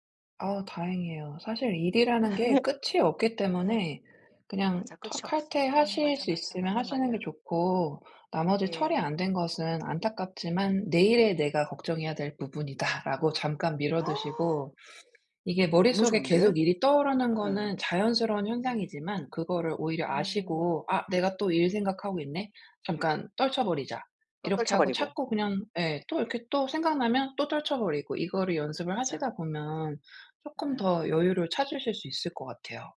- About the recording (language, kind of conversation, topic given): Korean, advice, 만성 피로를 줄이기 위해 일상에서 에너지 관리를 어떻게 시작할 수 있을까요?
- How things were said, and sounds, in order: laugh; other background noise; gasp